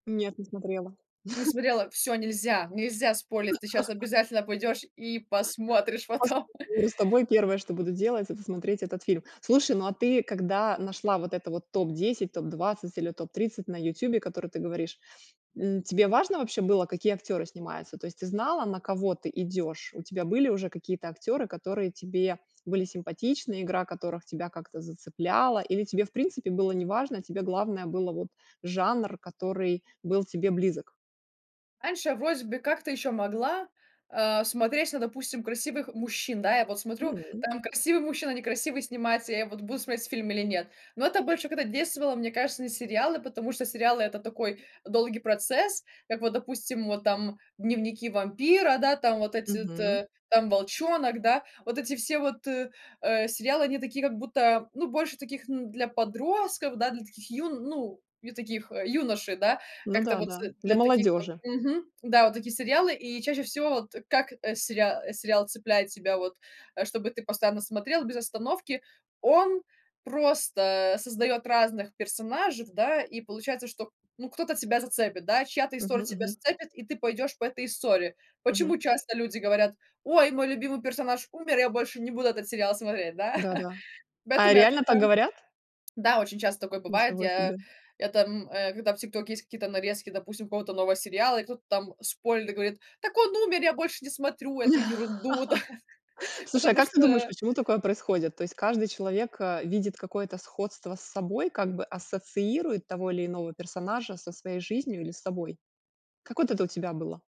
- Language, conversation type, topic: Russian, podcast, Какой фильм сильно повлиял на тебя и почему?
- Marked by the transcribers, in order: chuckle; laugh; other background noise; chuckle; tapping; "персонажей" said as "персонажев"; chuckle; laugh; laugh